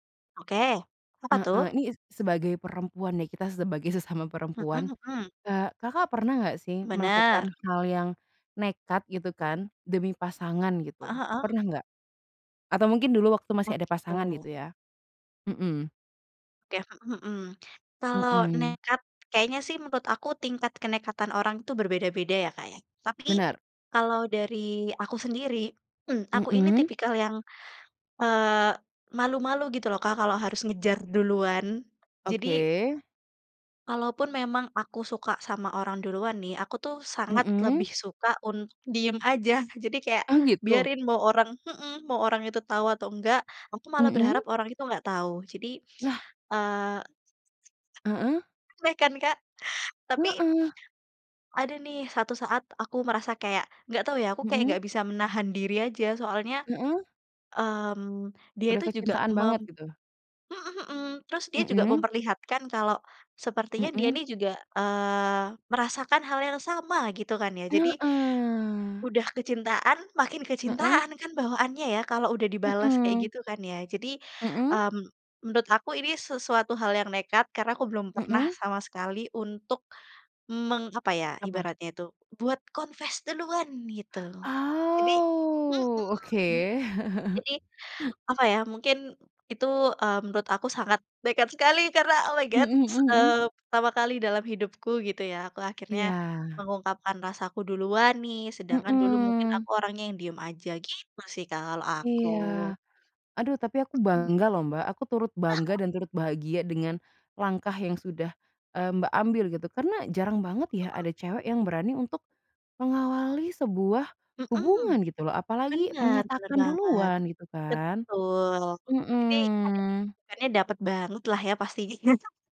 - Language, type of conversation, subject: Indonesian, unstructured, Pernahkah kamu melakukan sesuatu yang nekat demi cinta?
- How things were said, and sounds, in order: laughing while speaking: "sesama"; tapping; throat clearing; other background noise; drawn out: "Heeh"; in English: "confess"; drawn out: "Aw"; chuckle; in English: "oh, my God"; chuckle; unintelligible speech; laughing while speaking: "pastinya"